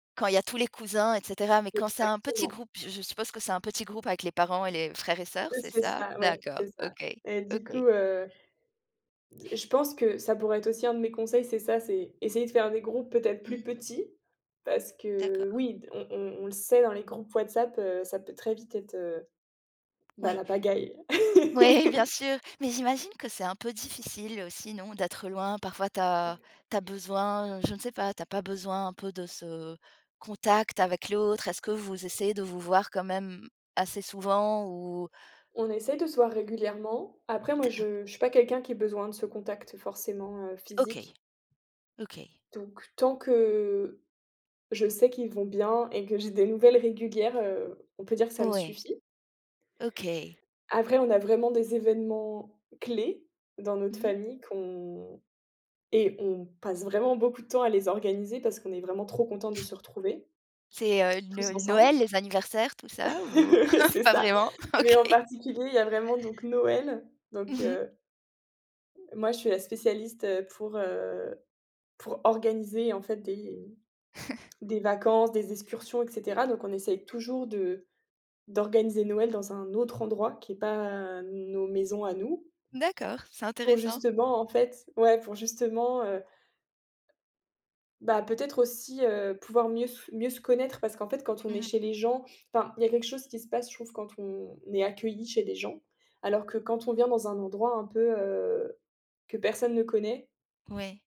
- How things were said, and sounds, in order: laughing while speaking: "Ouais"; laugh; tapping; other background noise; stressed: "clés"; laugh; chuckle; laughing while speaking: "OK"; chuckle
- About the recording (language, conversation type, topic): French, podcast, Comment garder le lien avec des proches éloignés ?